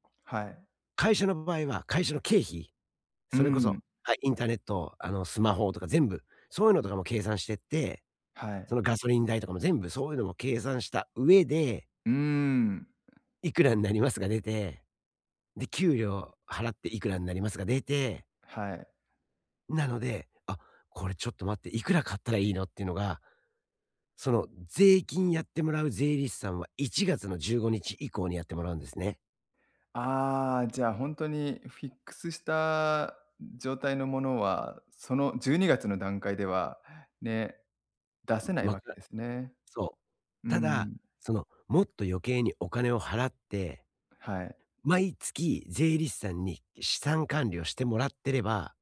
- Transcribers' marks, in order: other background noise; in English: "フィックス"
- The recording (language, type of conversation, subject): Japanese, advice, 税金と社会保障の申告手続きはどのように始めればよいですか？